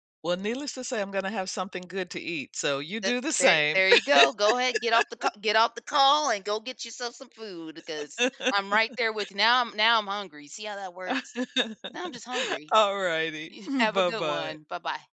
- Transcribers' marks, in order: laugh; laugh; laugh; laughing while speaking: "Y"
- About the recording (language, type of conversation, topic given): English, unstructured, What is a memorable meal you’ve had, and what story made it meaningful to you?